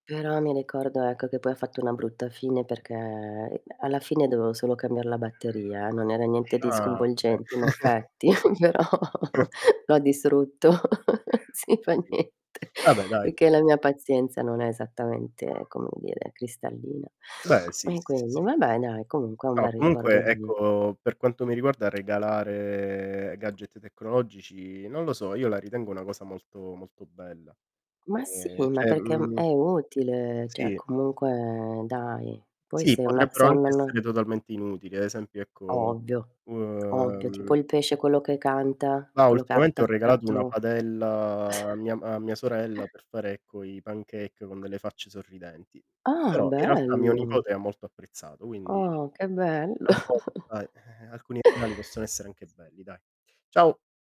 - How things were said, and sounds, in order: tapping; other background noise; static; chuckle; laughing while speaking: "però"; "distrutto" said as "disrutto"; chuckle; laughing while speaking: "Sì, fa niente"; distorted speech; "vabbè" said as "mabbè"; drawn out: "regalare"; "cioè" said as "ceh"; "cioè" said as "ceh"; chuckle; in English: "pancake"; chuckle
- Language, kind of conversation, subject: Italian, unstructured, Qual è il gadget tecnologico che ti ha reso più felice?